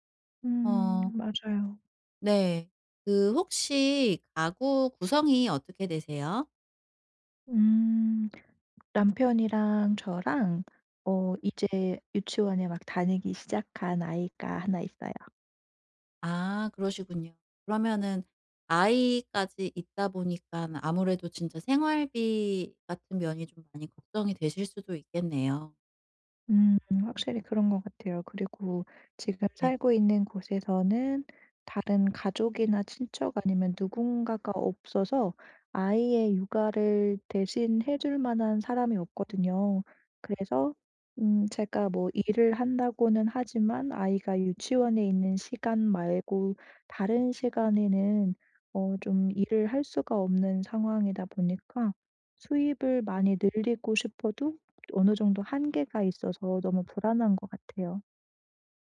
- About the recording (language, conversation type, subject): Korean, advice, 경제적 불안 때문에 잠이 안 올 때 어떻게 관리할 수 있을까요?
- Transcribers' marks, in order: none